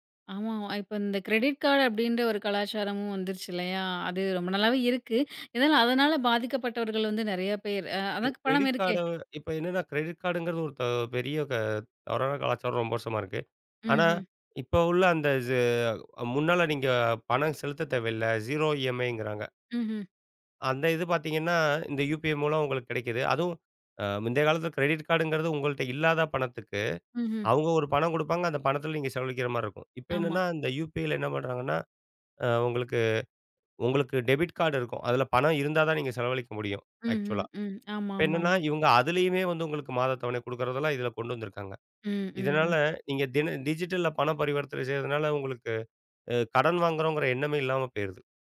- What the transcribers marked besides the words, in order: in English: "கிரெடிட் கார்டு"; in English: "கிரெடிட் கார்ட"; in English: "கிரெடிட் கார்டுங்கிறது"; in English: "ஜீரோ"; in English: "கிரெடிட் கார்டுன்றது"; in English: "டெபிட் கார்டு"; in English: "ஆக்சுவலா"; in English: "டிஜிட்டல்ல"
- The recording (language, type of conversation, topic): Tamil, podcast, பணத்தைப் பயன்படுத்தாமல் செய்யும் மின்னணு பணப்பரிமாற்றங்கள் உங்கள் நாளாந்த வாழ்க்கையின் ஒரு பகுதியாக எப்போது, எப்படித் தொடங்கின?